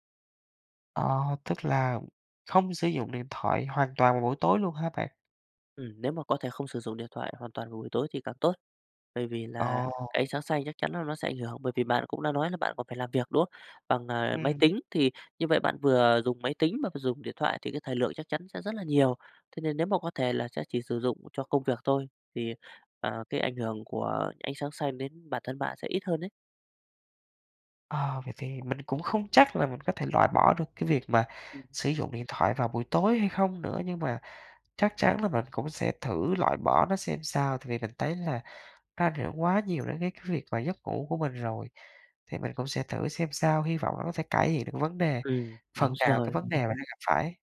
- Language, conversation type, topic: Vietnamese, advice, Làm sao để bạn sắp xếp thời gian hợp lý hơn để ngủ đủ giấc và cải thiện sức khỏe?
- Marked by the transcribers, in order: tapping; other background noise; laughing while speaking: "đúng rồi"